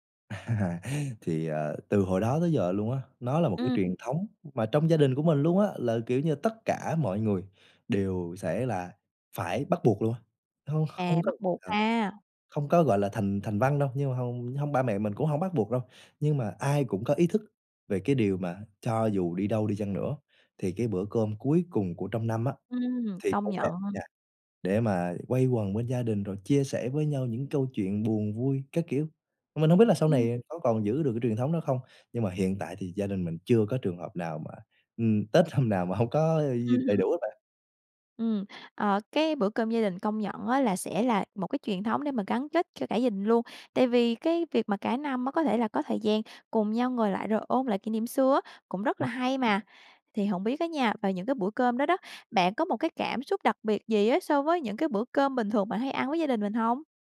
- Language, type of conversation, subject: Vietnamese, podcast, Bạn có thể kể về một bữa ăn gia đình đáng nhớ của bạn không?
- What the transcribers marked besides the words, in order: laughing while speaking: "À"; tapping; laughing while speaking: "năm nào"